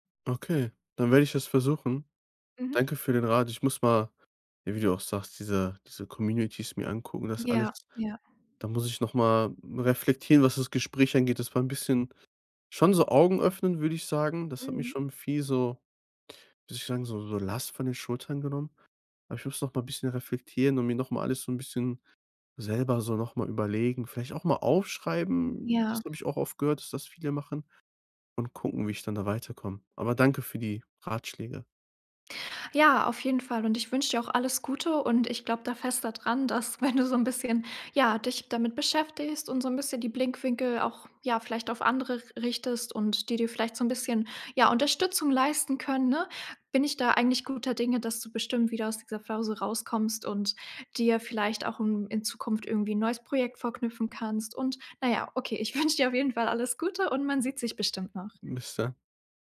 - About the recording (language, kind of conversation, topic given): German, advice, Wie finde ich nach einer Trennung wieder Sinn und neue Orientierung, wenn gemeinsame Zukunftspläne weggebrochen sind?
- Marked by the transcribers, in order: laughing while speaking: "wenn du"; "vorknöpfen" said as "vorknüpfen"